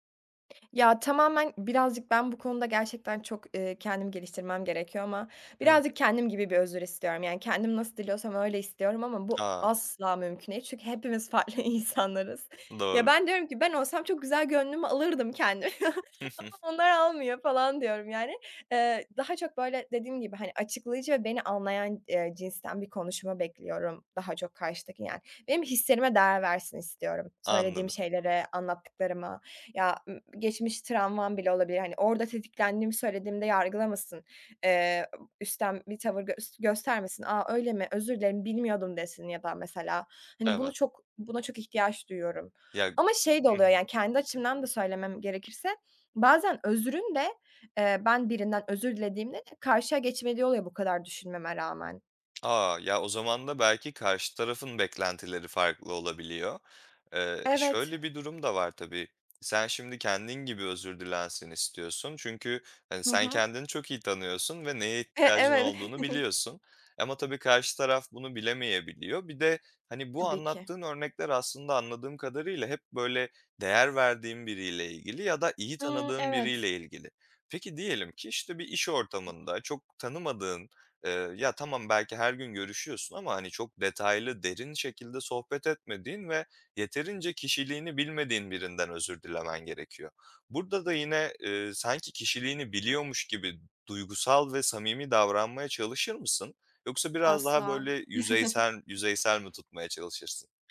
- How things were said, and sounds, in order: laughing while speaking: "farklı insanlarız"; giggle; laughing while speaking: "kendimin"; unintelligible speech; tapping; laughing while speaking: "E evet"; chuckle; other noise; chuckle; other background noise
- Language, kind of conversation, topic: Turkish, podcast, Birine içtenlikle nasıl özür dilersin?